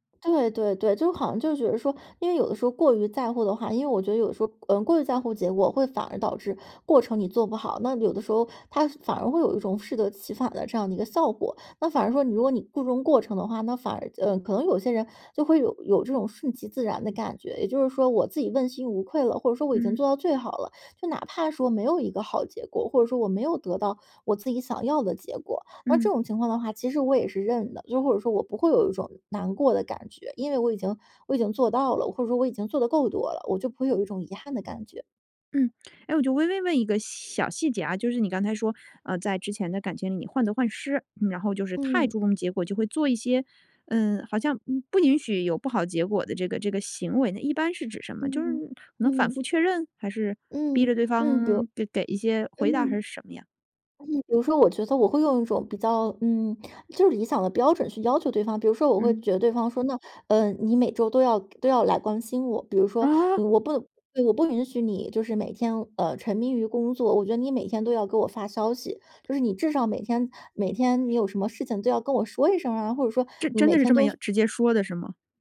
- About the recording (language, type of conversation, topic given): Chinese, podcast, 你觉得结局更重要，还是过程更重要？
- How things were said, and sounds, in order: none